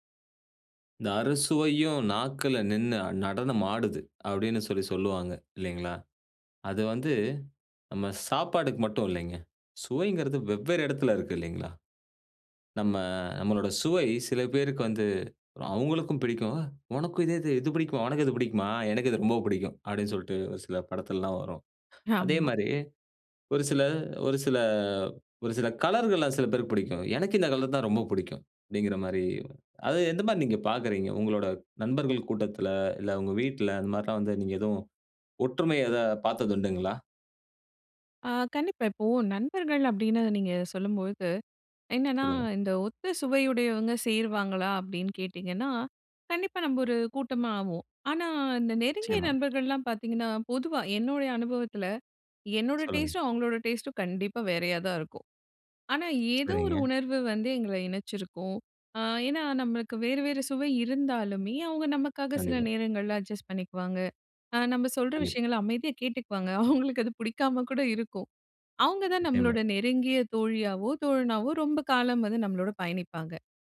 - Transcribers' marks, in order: put-on voice: "உனக்கும் இதே இது இது பிடிக்குமா, உனக்கு இது பிடிக்குமா? எனக்கு இது ரொம்ப புடிக்கும்"; other background noise; laughing while speaking: "அவங்களுக்கு அது புடிக்காம கூட இருக்கும்"
- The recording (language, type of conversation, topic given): Tamil, podcast, நண்பர்களின் சுவை வேறிருந்தால் அதை நீங்கள் எப்படிச் சமாளிப்பீர்கள்?